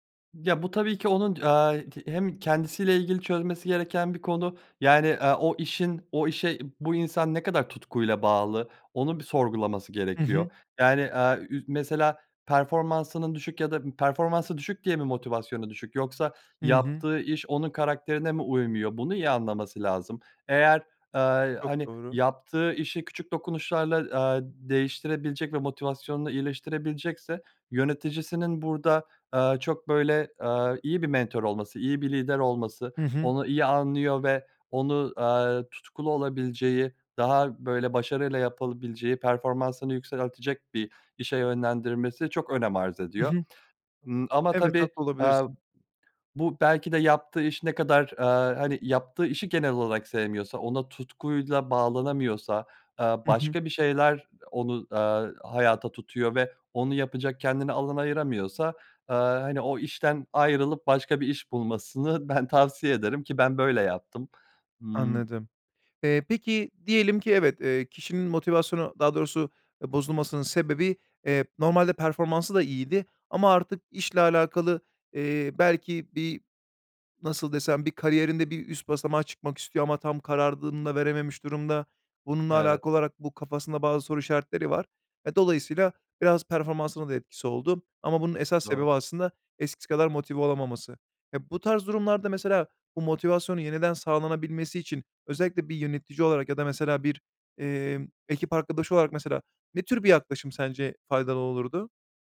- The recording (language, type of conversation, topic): Turkish, podcast, Motivasyonu düşük bir takımı nasıl canlandırırsın?
- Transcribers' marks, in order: tapping; "yükseltecek" said as "yükseltelecek"; other background noise; "olarak" said as "olalak"; other noise; "olurdu?" said as "olulurdu?"